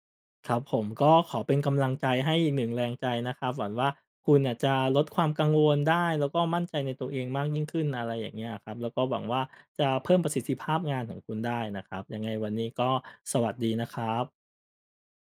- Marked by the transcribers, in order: "หวัง" said as "หวัน"
- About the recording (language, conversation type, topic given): Thai, advice, ทำไมคุณถึงติดความสมบูรณ์แบบจนกลัวเริ่มงานและผัดวันประกันพรุ่ง?